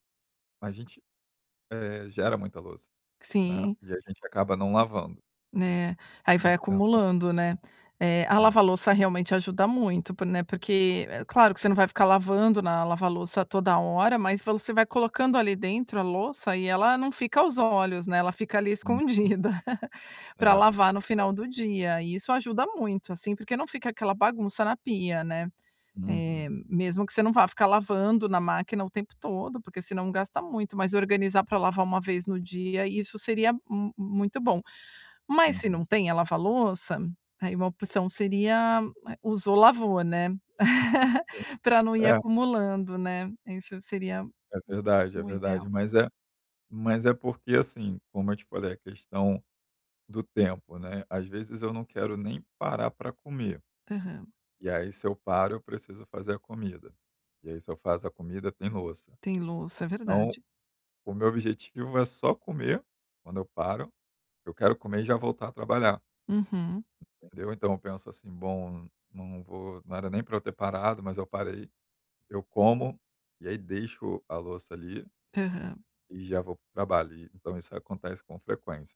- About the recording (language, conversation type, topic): Portuguese, advice, Como lidar com um(a) parceiro(a) que critica constantemente minhas atitudes?
- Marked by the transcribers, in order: unintelligible speech; laugh; tapping; laugh